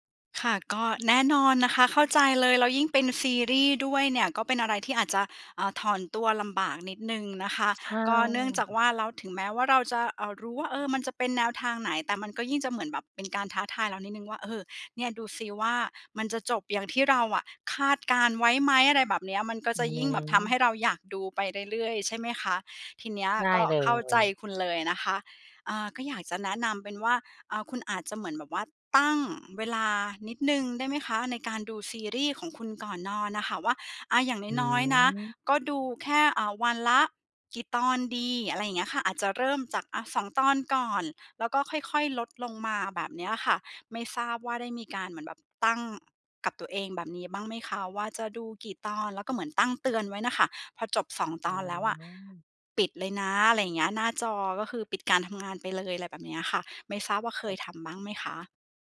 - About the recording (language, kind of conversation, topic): Thai, advice, อยากตั้งกิจวัตรก่อนนอนแต่จบลงด้วยจ้องหน้าจอ
- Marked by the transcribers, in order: other background noise; unintelligible speech